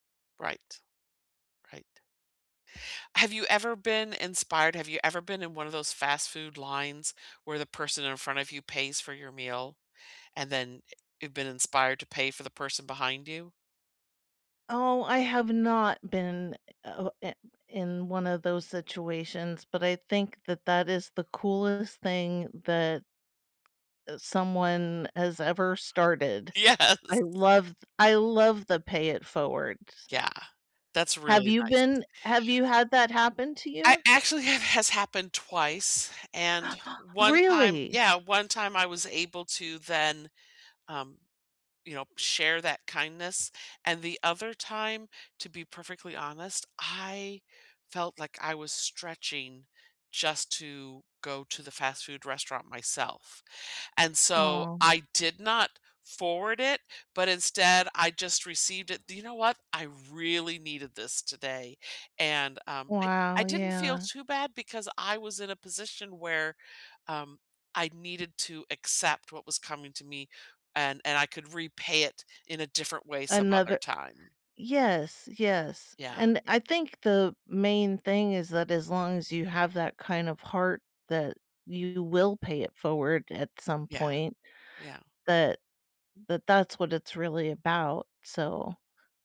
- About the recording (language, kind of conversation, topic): English, unstructured, What is a kind thing someone has done for you recently?
- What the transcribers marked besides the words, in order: laughing while speaking: "Yes"; other background noise; gasp; surprised: "Really?"; tapping